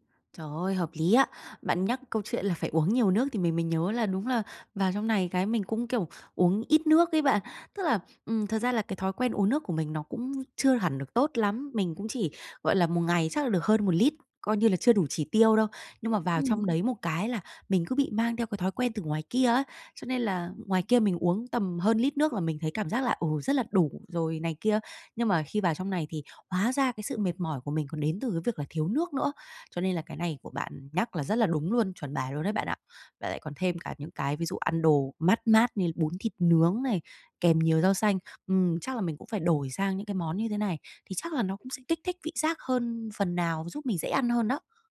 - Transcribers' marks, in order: tapping; unintelligible speech
- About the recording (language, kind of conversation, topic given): Vietnamese, advice, Làm sao để thích nghi khi thời tiết thay đổi mạnh?